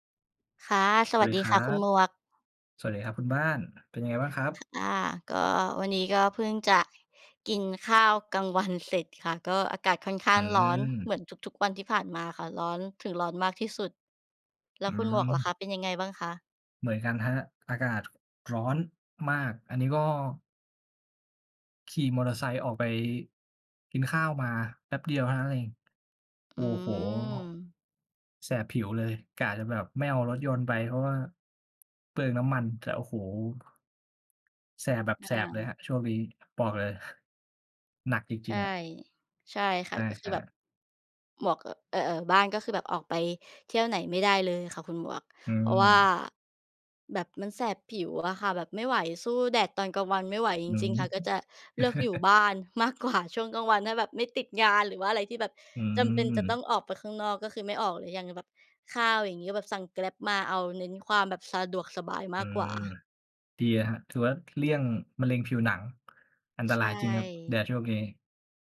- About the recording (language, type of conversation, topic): Thai, unstructured, คุณชอบดูหนังหรือซีรีส์แนวไหนมากที่สุด?
- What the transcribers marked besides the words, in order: tapping; chuckle